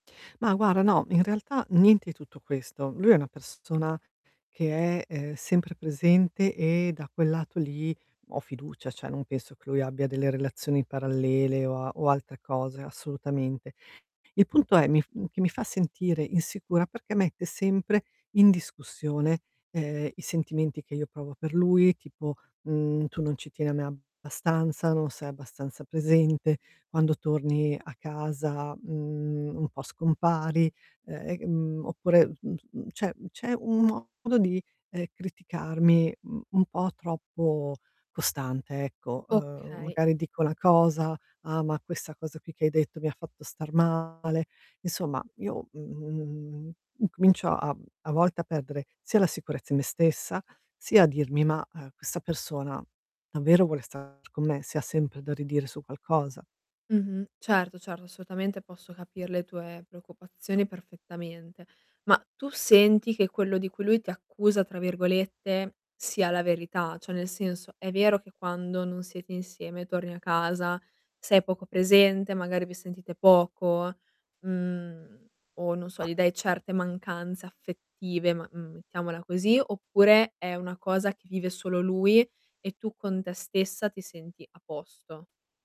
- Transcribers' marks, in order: static; distorted speech; tapping; "cioè" said as "ceh"; drawn out: "mhmm"; other background noise
- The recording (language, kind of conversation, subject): Italian, advice, Come posso gestire la mia insicurezza nella relazione senza accusare il mio partner?